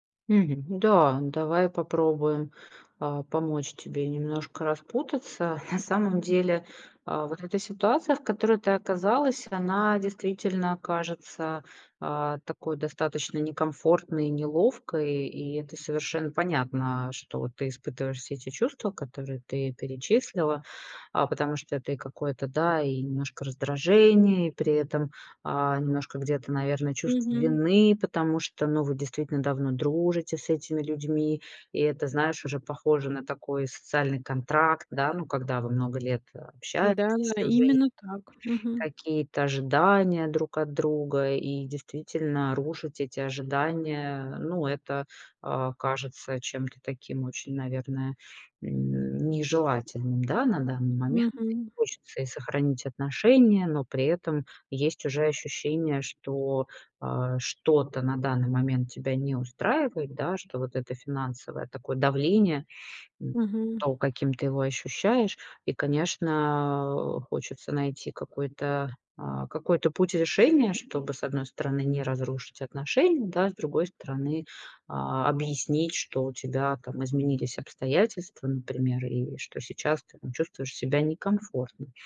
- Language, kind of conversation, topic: Russian, advice, Как справиться с давлением друзей, которые ожидают, что вы будете тратить деньги на совместные развлечения и подарки?
- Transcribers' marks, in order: none